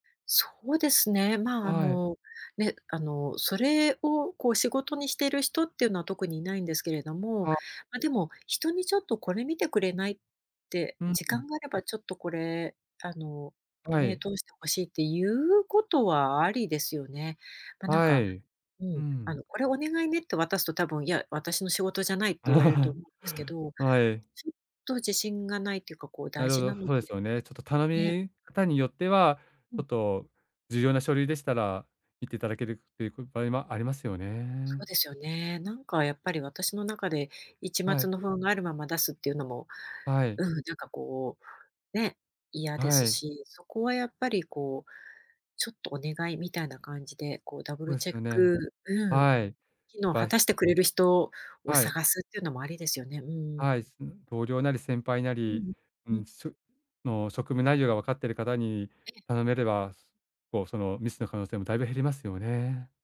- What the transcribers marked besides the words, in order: chuckle
- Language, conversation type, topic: Japanese, advice, 仕事でのミスを学びに変え、プロとしての信頼をどう回復できますか？